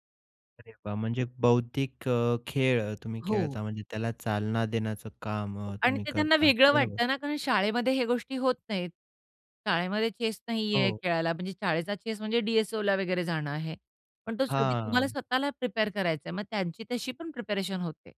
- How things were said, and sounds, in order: tapping; other noise; in English: "प्रिपेअर"
- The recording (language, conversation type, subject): Marathi, podcast, लहान मुलांसाठी स्क्रीन वापराचे नियम तुम्ही कसे ठरवता?